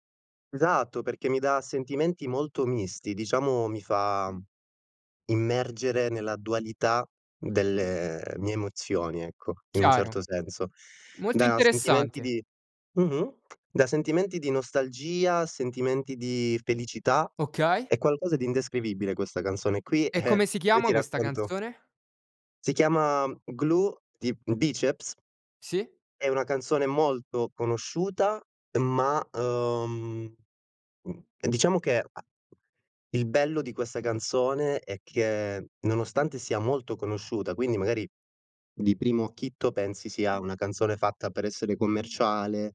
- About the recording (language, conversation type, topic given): Italian, podcast, Quale canzone ti fa sentire a casa?
- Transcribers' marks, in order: teeth sucking; other background noise; laughing while speaking: "e"; "Bicep" said as "Biceps"; "acchito" said as "acchitto"